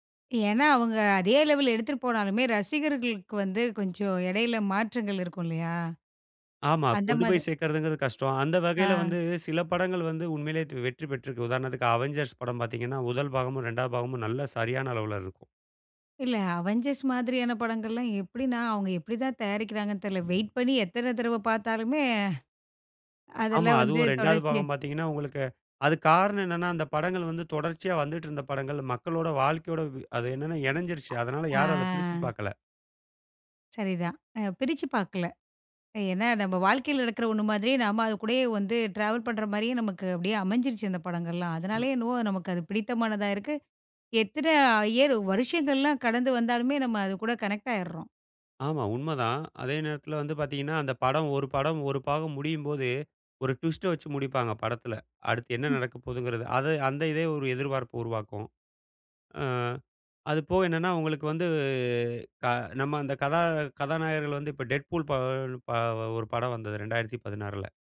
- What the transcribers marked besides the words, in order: in English: "லெவல்"; in English: "அவென்ஞ்சர்ஸ்"; in English: "அவெஞ்சர்ஸ்"; other background noise; in English: "டிராவல்"; in English: "அயர்"; "இயர்" said as "அயர்"; in English: "கனெக்டு"; in English: "ட்விஸ்ட"; tapping; in English: "டெட் பூல்"
- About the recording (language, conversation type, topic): Tamil, podcast, ரீமேக்குகள், சீக்வெல்களுக்கு நீங்கள் எவ்வளவு ஆதரவு தருவீர்கள்?